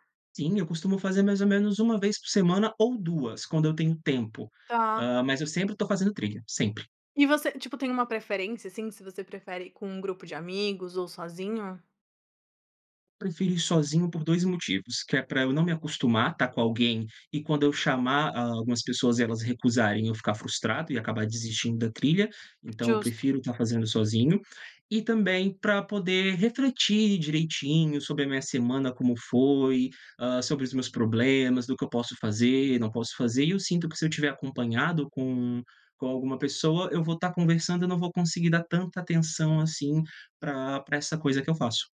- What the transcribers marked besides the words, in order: other background noise
- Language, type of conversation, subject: Portuguese, podcast, Já passou por alguma surpresa inesperada durante uma trilha?